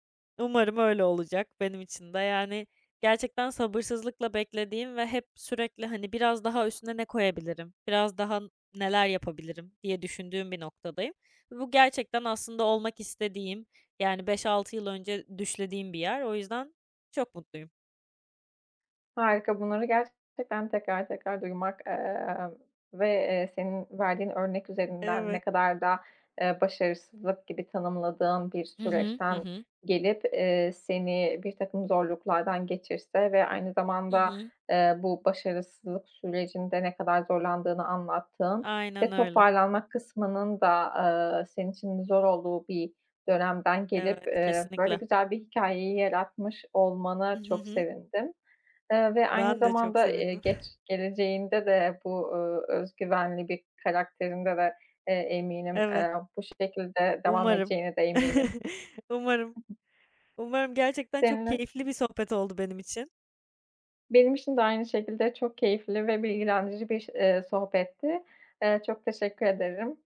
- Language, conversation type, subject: Turkish, podcast, Bir başarısızlıktan sonra nasıl toparlandığını paylaşır mısın?
- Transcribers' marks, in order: other background noise; chuckle